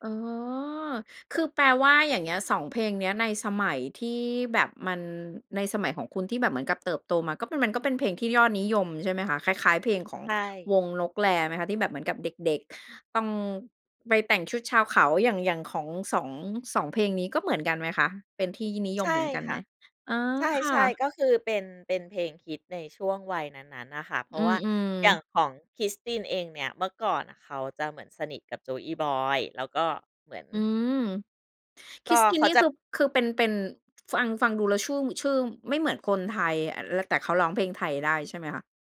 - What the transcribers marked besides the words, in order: none
- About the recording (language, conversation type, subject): Thai, podcast, คุณยังจำเพลงแรกที่คุณชอบได้ไหม?